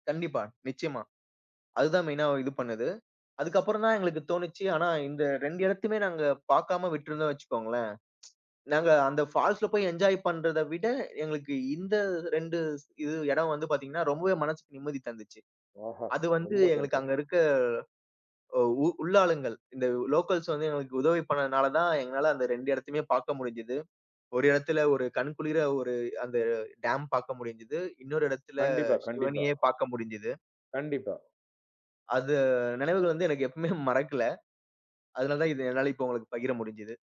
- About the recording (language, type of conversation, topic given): Tamil, podcast, பயணத்தின் போது உள்ளூர் மக்கள் அளித்த உதவி உங்களுக்குப் உண்மையில் எப்படி பயனானது?
- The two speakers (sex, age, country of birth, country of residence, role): male, 30-34, India, India, guest; male, 45-49, India, India, host
- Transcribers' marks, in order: tsk; in English: "என்ஜாய்"; in English: "லோக்கல்ஸ்"; laughing while speaking: "எப்பவுமே மறக்கல"